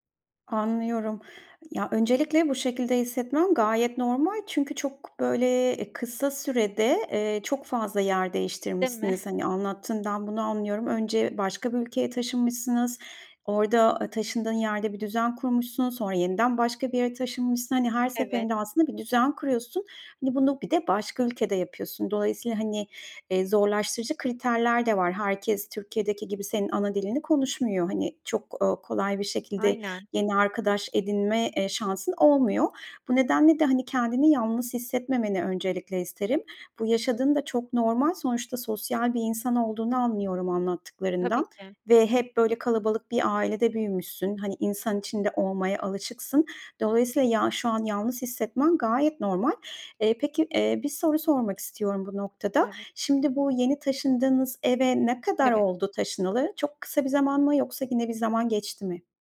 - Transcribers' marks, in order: other background noise; tapping
- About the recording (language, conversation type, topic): Turkish, advice, Taşındıktan sonra yalnızlıkla başa çıkıp yeni arkadaşları nasıl bulabilirim?